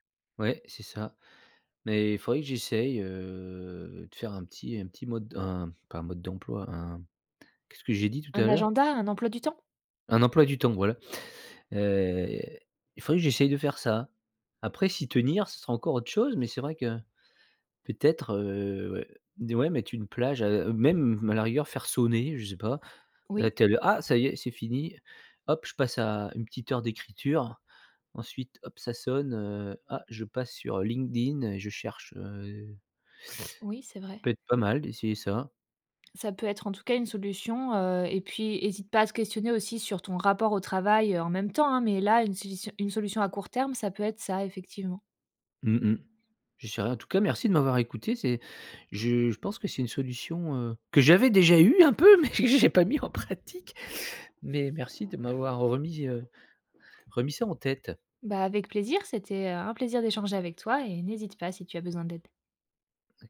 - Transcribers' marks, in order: drawn out: "heu"; laughing while speaking: "un peu mais j'ai pas mis en pratique"; other background noise; other noise
- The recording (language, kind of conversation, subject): French, advice, Pourquoi est-ce que je me sens coupable de prendre du temps pour moi ?